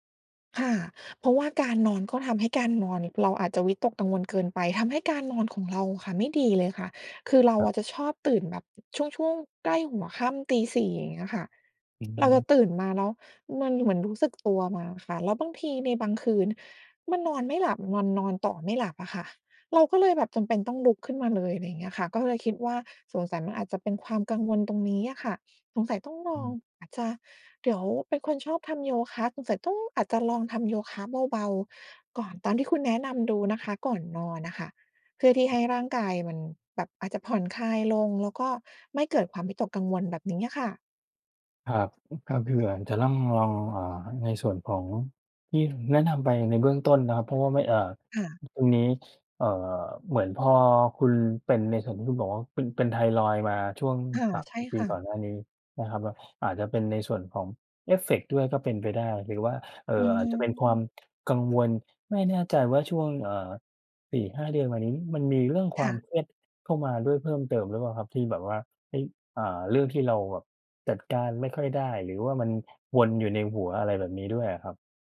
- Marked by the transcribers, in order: other background noise
- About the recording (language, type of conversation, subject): Thai, advice, ทำไมฉันถึงวิตกกังวลเรื่องสุขภาพทั้งที่ไม่มีสาเหตุชัดเจน?